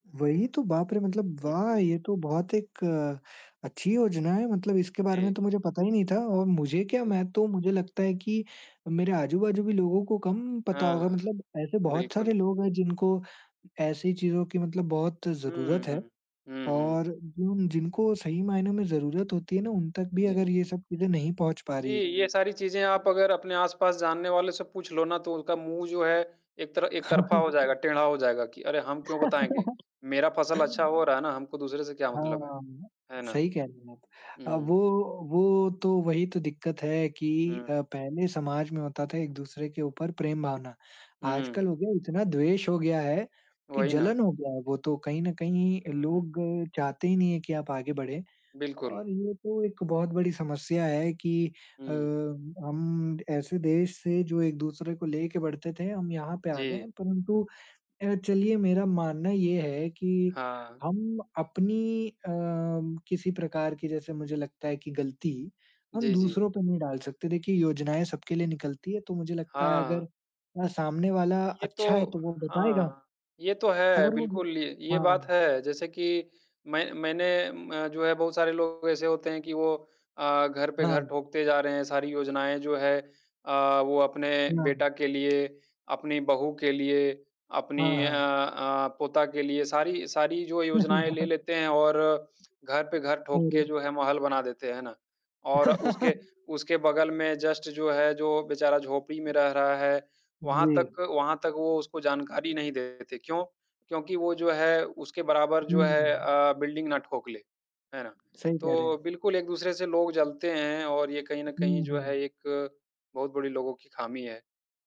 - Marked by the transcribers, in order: laughing while speaking: "हाँ"; laugh; tapping; laugh; in English: "जस्ट"; laugh; in English: "बिल्डिंग"
- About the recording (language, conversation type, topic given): Hindi, unstructured, सरकारी योजनाओं का लाभ हर व्यक्ति तक कैसे पहुँचाया जा सकता है?